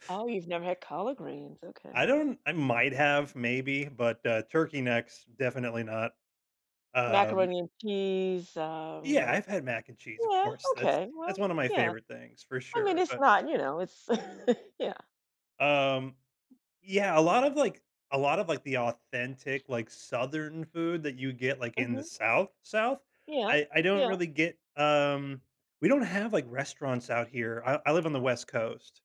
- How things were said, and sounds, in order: tapping; chuckle; other background noise
- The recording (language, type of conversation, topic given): English, unstructured, How can I choose meals that make me feel happiest?